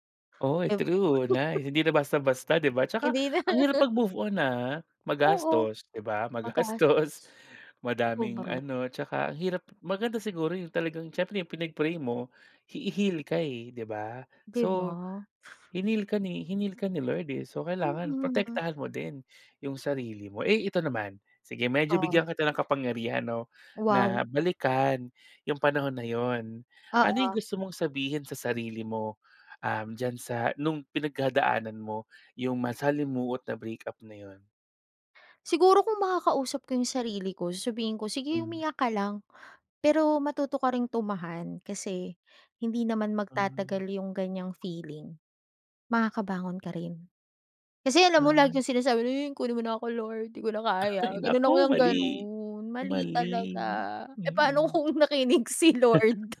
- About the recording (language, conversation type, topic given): Filipino, podcast, Paano ka nagbago matapos maranasan ang isang malaking pagkabigo?
- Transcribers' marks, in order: chuckle; giggle; laughing while speaking: "magastos"; laughing while speaking: "Ay"; laughing while speaking: "eh pa'no kung nakinig si Lord"